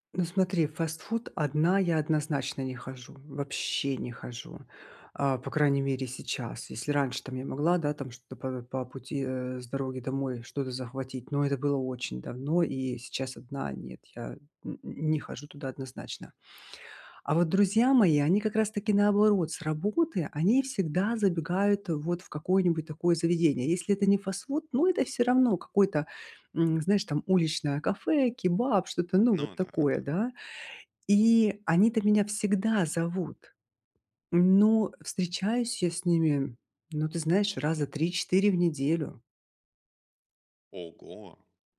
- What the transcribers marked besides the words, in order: none
- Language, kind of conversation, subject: Russian, advice, Как мне сократить употребление переработанных продуктов и выработать полезные пищевые привычки для здоровья?